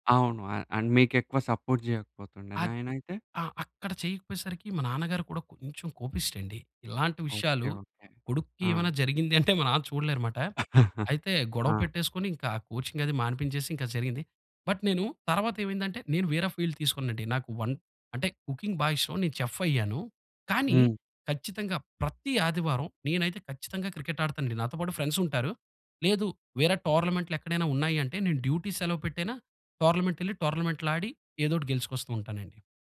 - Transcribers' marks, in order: in English: "సపోర్ట్"; chuckle; chuckle; in English: "బట్"; in English: "ఫీల్డ్"; in English: "కుకింగ్"; in English: "డ్యూటీ"; in English: "టోర్నమెంట్‌లో"
- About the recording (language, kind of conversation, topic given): Telugu, podcast, నువ్వు చిన్నప్పుడే ఆసక్తిగా నేర్చుకుని ఆడడం మొదలుపెట్టిన క్రీడ ఏదైనా ఉందా?